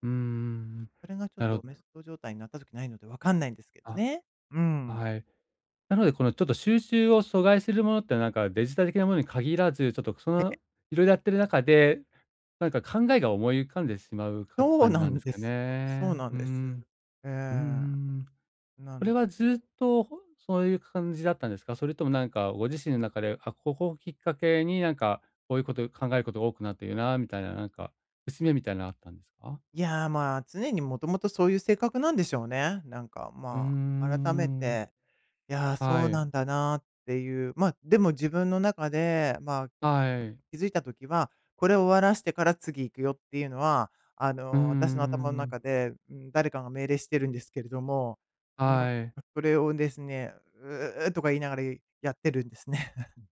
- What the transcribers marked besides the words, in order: tapping; laugh
- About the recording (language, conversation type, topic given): Japanese, advice, 雑念を減らして勉強や仕事に集中するにはどうすればいいですか？